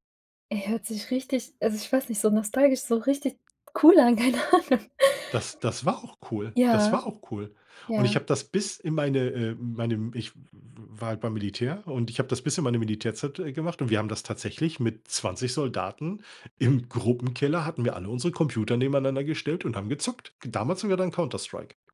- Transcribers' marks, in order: laughing while speaking: "keine Ahnung"; laugh
- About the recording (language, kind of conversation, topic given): German, podcast, Wie hat Social Media deine Unterhaltung verändert?